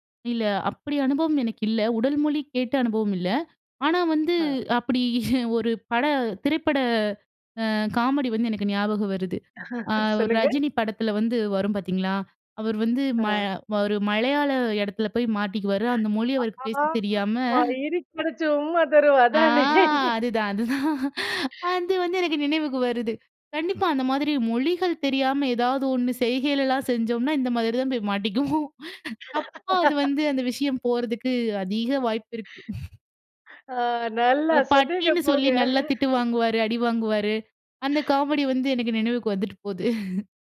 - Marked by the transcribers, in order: other background noise; chuckle; chuckle; other noise; drawn out: "ஆமாமா"; laughing while speaking: "இருக்கி பிடிச்சு ஒரு உம்மா தரும் அதானே!"; chuckle; drawn out: "ஆ!"; laughing while speaking: "அது வந்து எனக்கு நினைவுக்கு வருது"; laughing while speaking: "மாட்டிக்குவோம்"; laugh; laughing while speaking: "ஆ, நல்லா சொன்னீங்க போங்க"; chuckle; tapping; chuckle
- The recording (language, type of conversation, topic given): Tamil, podcast, புதிய ஊரில் வழி தவறினால் மக்களிடம் இயல்பாக உதவி கேட்க எப்படி அணுகலாம்?